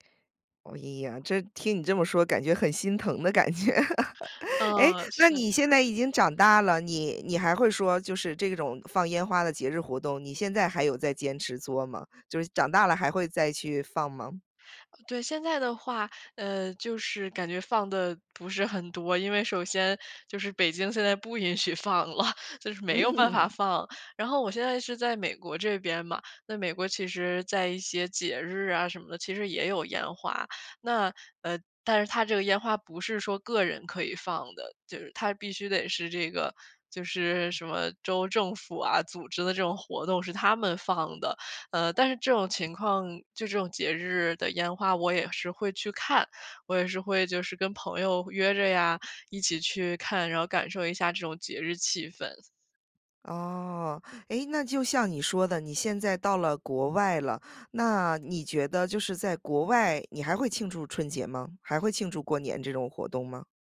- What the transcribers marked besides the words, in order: chuckle; other background noise; laughing while speaking: "了"; laughing while speaking: "嗯"
- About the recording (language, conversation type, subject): Chinese, podcast, 能分享一次让你难以忘怀的节日回忆吗？